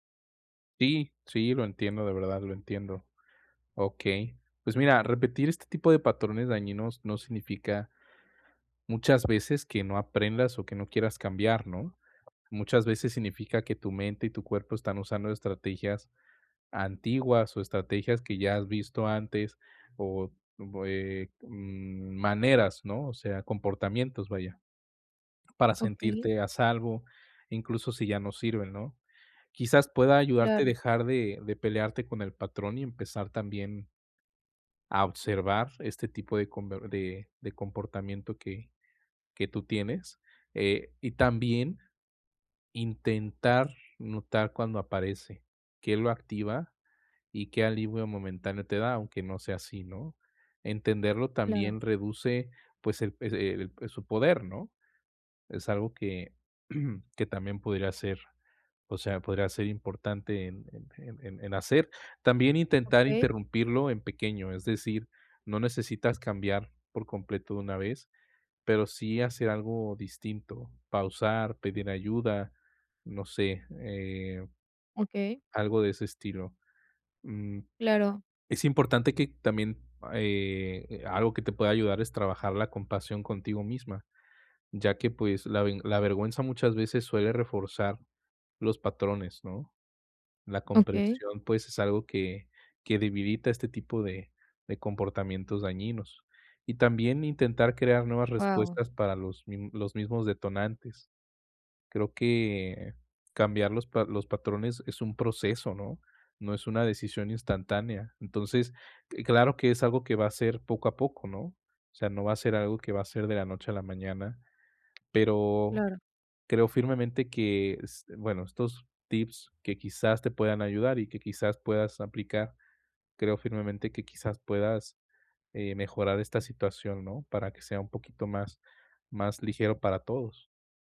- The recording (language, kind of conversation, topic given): Spanish, advice, ¿Cómo puedo dejar de repetir patrones de comportamiento dañinos en mi vida?
- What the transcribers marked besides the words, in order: tapping; other noise; throat clearing